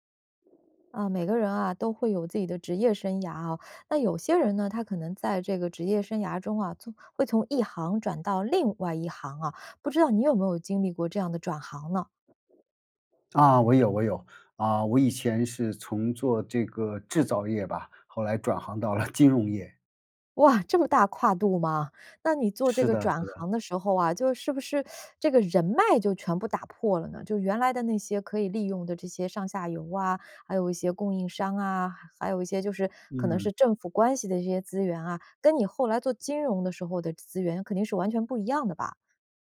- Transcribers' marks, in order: other background noise; laughing while speaking: "了"; teeth sucking
- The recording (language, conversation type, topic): Chinese, podcast, 转行后怎样重新建立职业人脉？